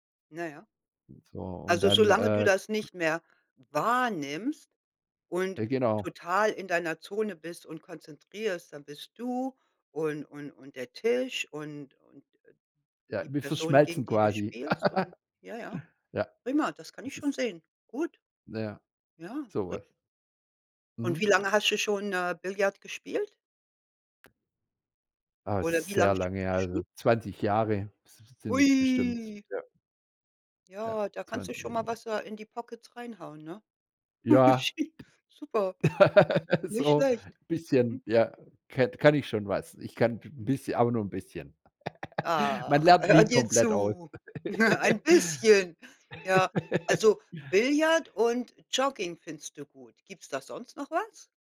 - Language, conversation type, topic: German, podcast, Wann gerätst du bei deinem Hobby so richtig in den Flow?
- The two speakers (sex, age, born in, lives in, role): female, 55-59, Germany, United States, host; male, 45-49, Germany, Germany, guest
- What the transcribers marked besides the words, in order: chuckle; drawn out: "Ui"; in English: "Pockets"; other background noise; laugh; unintelligible speech; chuckle; laughing while speaking: "hör"; chuckle; laugh